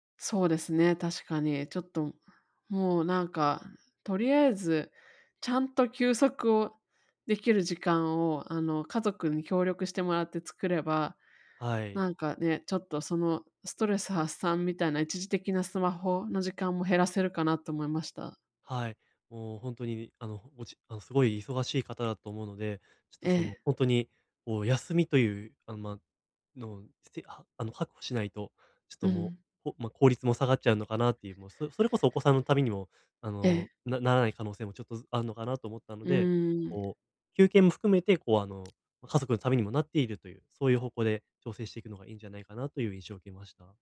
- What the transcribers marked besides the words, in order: other background noise; tapping; "確保" said as "はくほ"
- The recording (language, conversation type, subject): Japanese, advice, 集中したい時間にスマホや通知から距離を置くには、どう始めればよいですか？